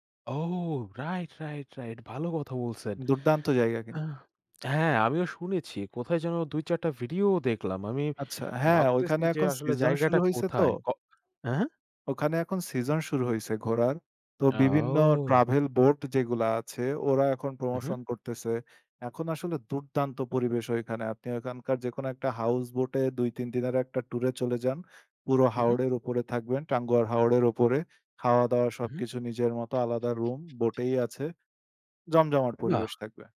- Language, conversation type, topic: Bengali, unstructured, ভ্রমণ করার সময় তোমার সবচেয়ে ভালো স্মৃতি কোনটি ছিল?
- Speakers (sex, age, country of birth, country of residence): male, 20-24, Bangladesh, Bangladesh; male, 25-29, Bangladesh, Bangladesh
- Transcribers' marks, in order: other background noise